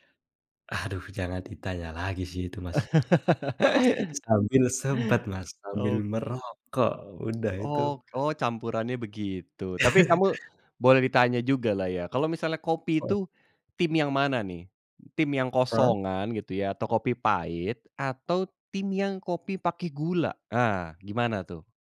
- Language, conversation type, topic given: Indonesian, podcast, Makanan atau minuman apa yang memengaruhi suasana hati harianmu?
- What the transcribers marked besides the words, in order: laugh; tapping; chuckle